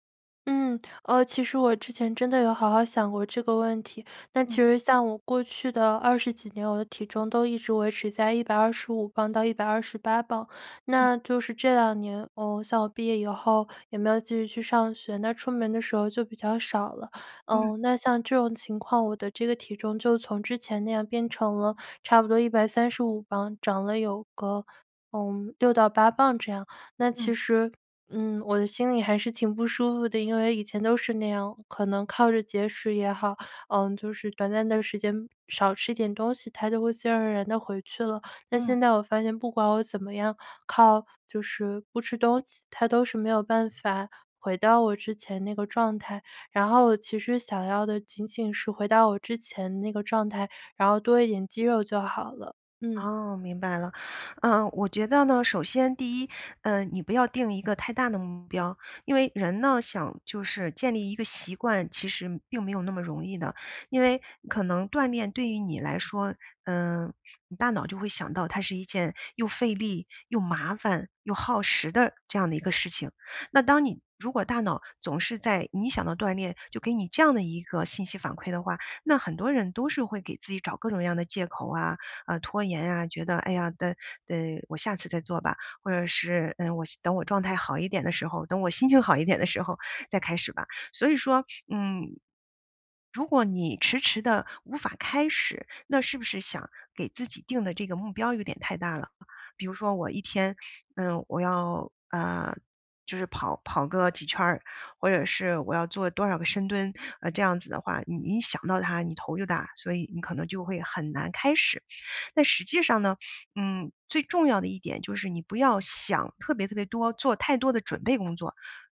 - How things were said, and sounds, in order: none
- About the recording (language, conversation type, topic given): Chinese, advice, 你想开始锻炼却总是拖延、找借口，该怎么办？